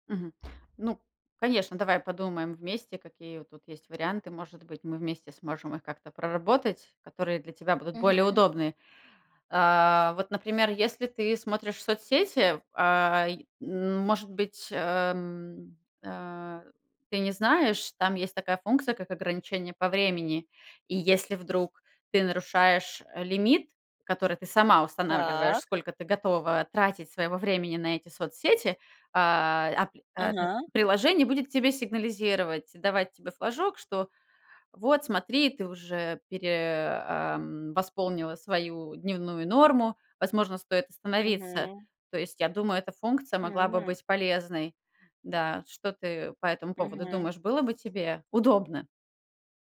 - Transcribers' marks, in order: other background noise
- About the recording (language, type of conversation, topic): Russian, advice, Мешают ли вам гаджеты и свет экрана по вечерам расслабиться и заснуть?